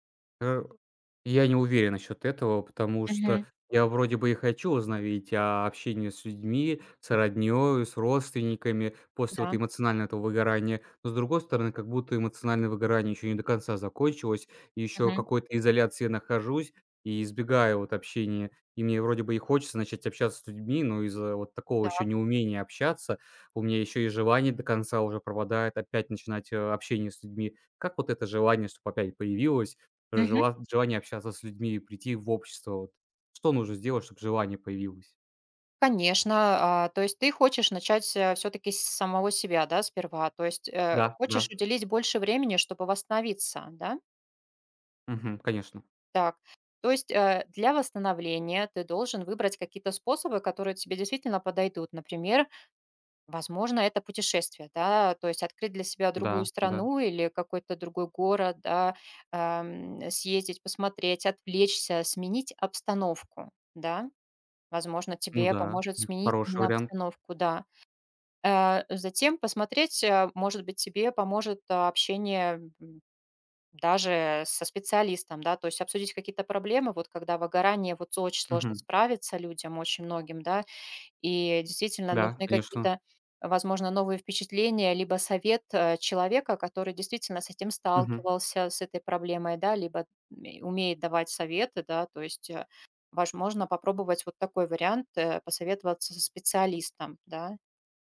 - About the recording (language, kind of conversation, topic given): Russian, advice, Почему из‑за выгорания я изолируюсь и избегаю социальных контактов?
- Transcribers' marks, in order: grunt; "возобновить" said as "возоновить"; tapping; background speech; "возможно" said as "вожможно"